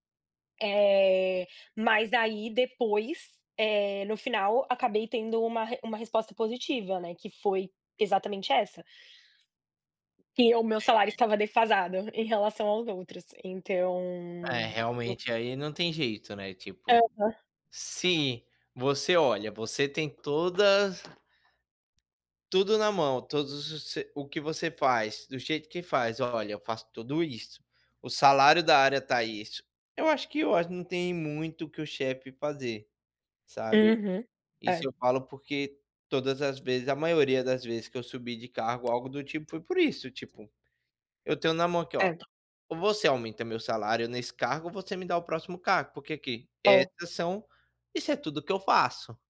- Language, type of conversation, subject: Portuguese, unstructured, Você acha que é difícil negociar um aumento hoje?
- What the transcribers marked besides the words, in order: tapping; unintelligible speech; drawn out: "Então"; other background noise